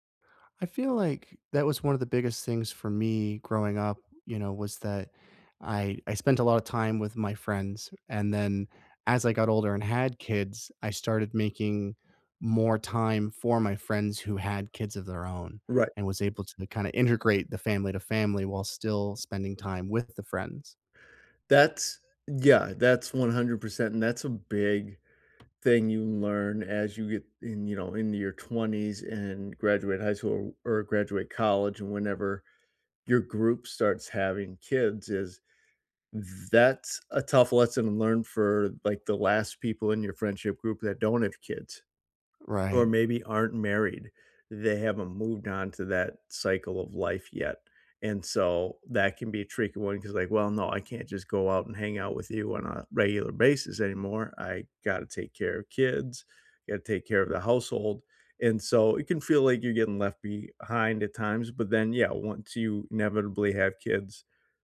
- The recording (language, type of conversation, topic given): English, unstructured, How do I balance time between family and friends?
- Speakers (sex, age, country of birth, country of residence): male, 30-34, United States, United States; male, 40-44, United States, United States
- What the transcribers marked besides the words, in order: tapping